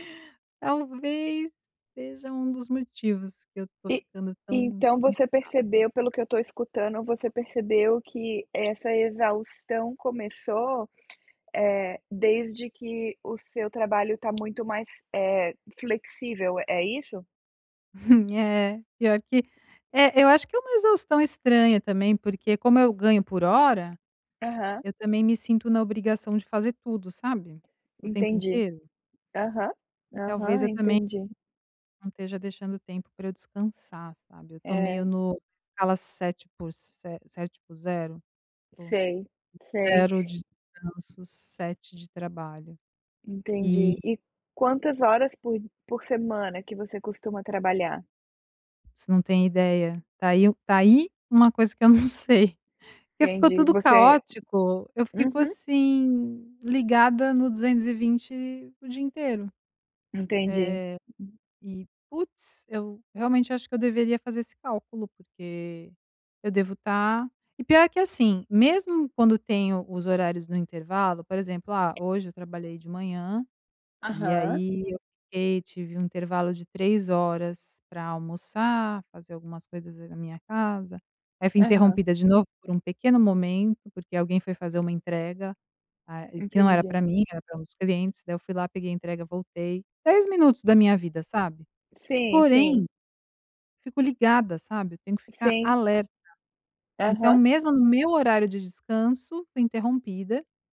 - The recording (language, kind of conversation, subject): Portuguese, advice, Como descrever a exaustão crônica e a dificuldade de desconectar do trabalho?
- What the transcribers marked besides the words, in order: tapping; other background noise; laughing while speaking: "não sei"